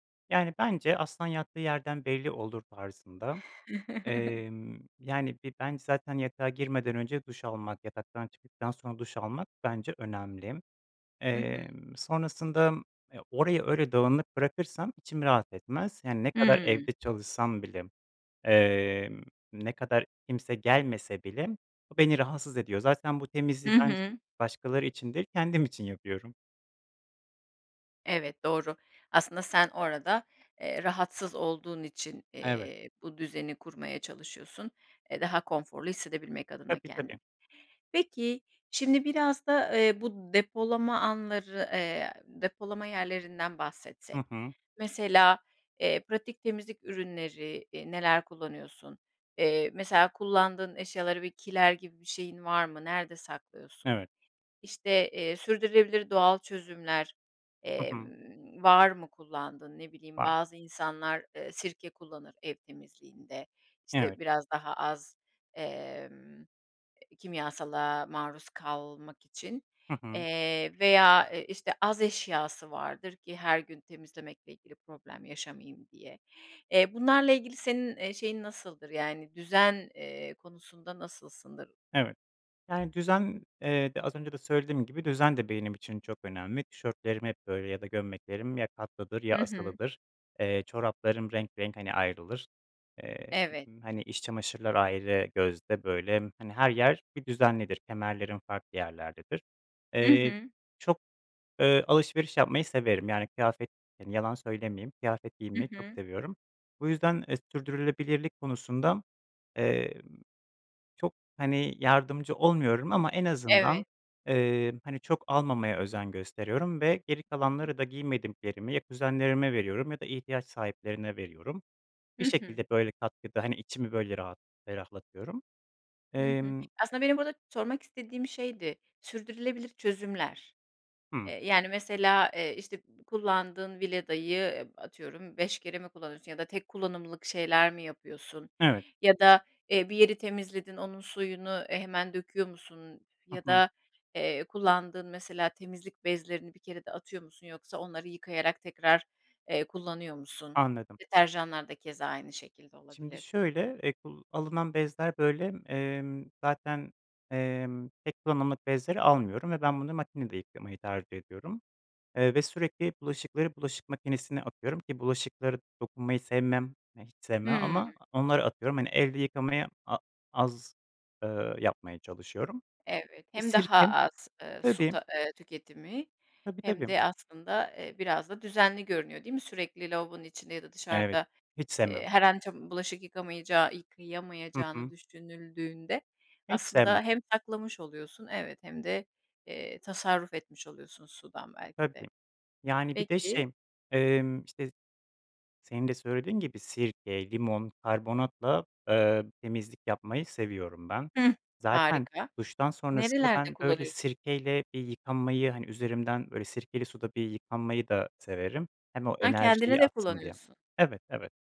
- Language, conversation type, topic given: Turkish, podcast, Evde temizlik düzenini nasıl kurarsın?
- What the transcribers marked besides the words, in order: chuckle; other background noise; tapping; unintelligible speech; unintelligible speech; unintelligible speech